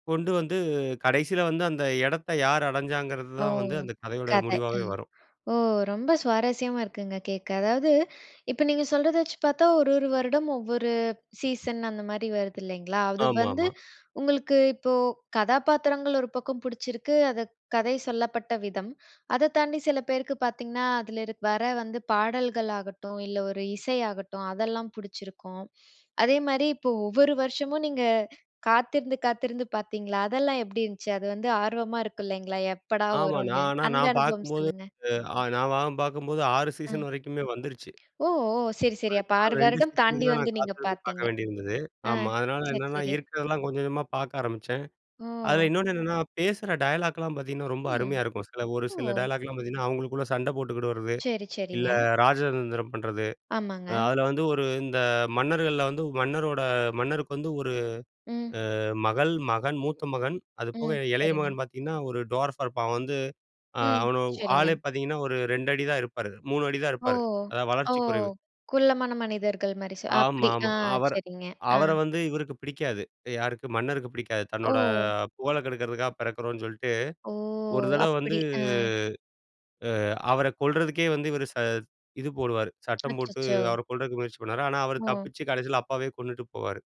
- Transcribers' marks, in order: inhale; inhale; inhale; other background noise; tapping; other noise; in English: "ட்வார்ஃபா"
- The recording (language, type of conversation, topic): Tamil, podcast, உங்களை முழுமையாக மூழ்கடித்த ஒரு தொடர் அனுபவத்தைப் பற்றி சொல்ல முடியுமா?